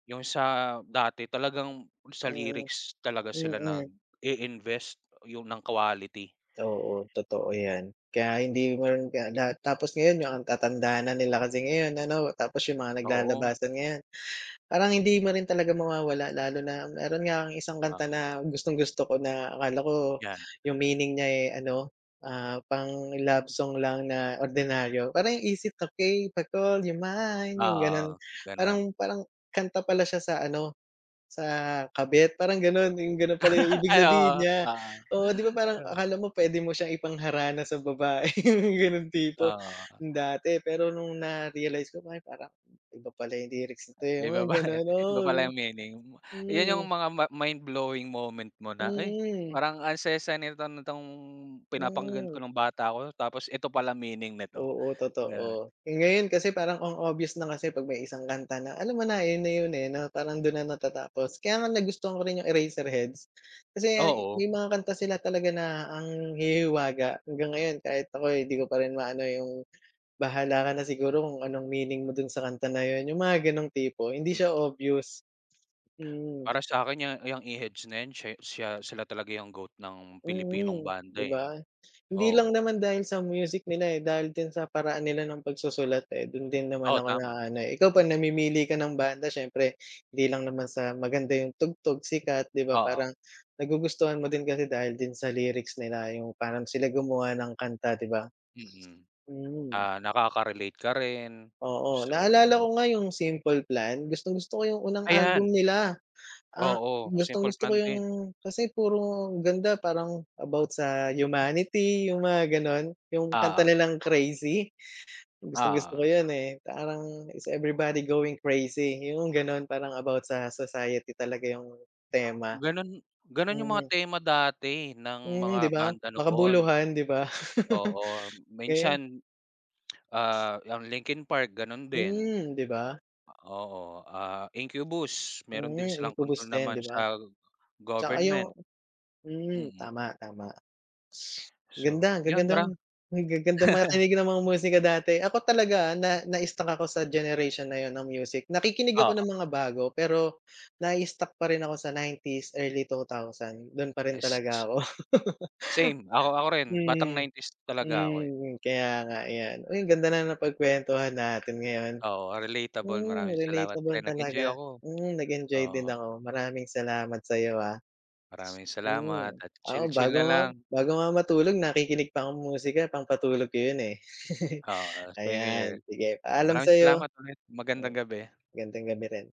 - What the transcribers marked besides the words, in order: tapping; other background noise; singing: "Is it okey to call you mine?"; laugh; gasp; chuckle; laughing while speaking: "babae"; in English: "mindblowing moment"; in English: "Is everybody going crazy"; chuckle; sniff; chuckle; laugh; chuckle
- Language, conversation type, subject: Filipino, unstructured, Paano nakakatulong ang musika sa iyong pang-araw-araw na buhay?